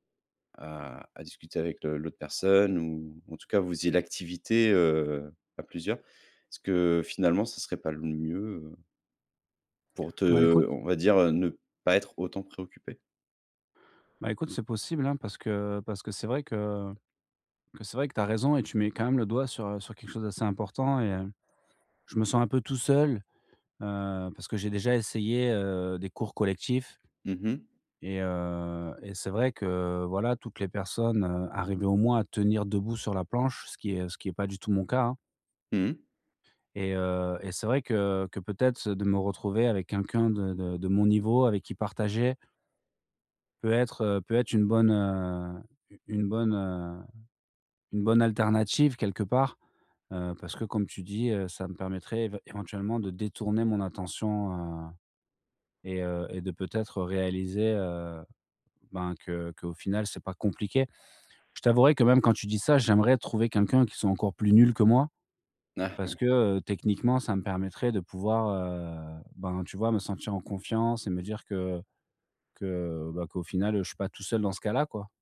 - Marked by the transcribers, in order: tapping; stressed: "compliqué"; unintelligible speech
- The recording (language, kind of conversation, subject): French, advice, Comment puis-je surmonter ma peur d’essayer une nouvelle activité ?